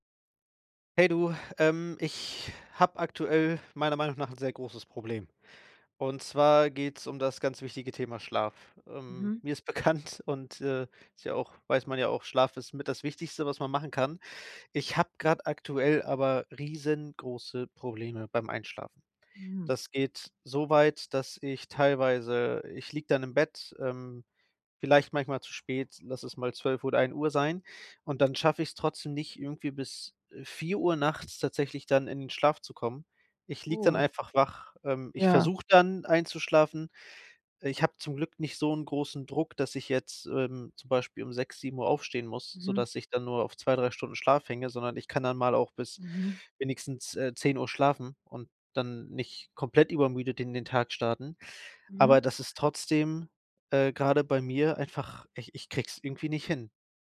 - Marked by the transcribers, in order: tapping; laughing while speaking: "bekannt"; other background noise
- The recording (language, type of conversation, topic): German, advice, Warum kann ich trotz Müdigkeit nicht einschlafen?